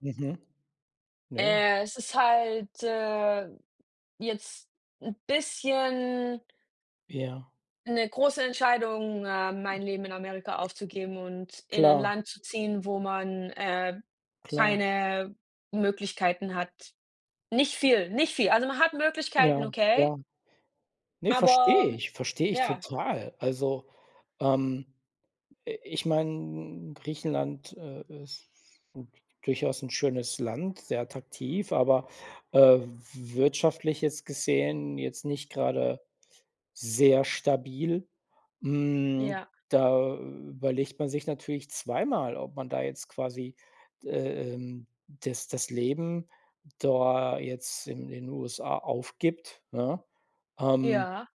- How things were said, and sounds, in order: other background noise
- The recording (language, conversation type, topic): German, unstructured, Wie möchtest du deine Kommunikationsfähigkeiten verbessern?